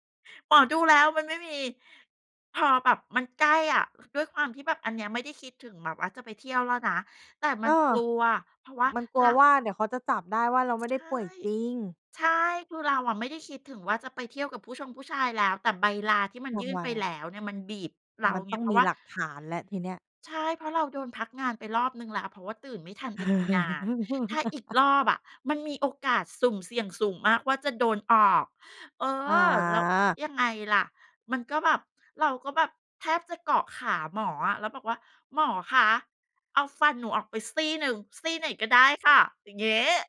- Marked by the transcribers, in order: other background noise; chuckle
- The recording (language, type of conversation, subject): Thai, podcast, ถ้าคุณกลับเวลาได้ คุณอยากบอกอะไรกับตัวเองในตอนนั้น?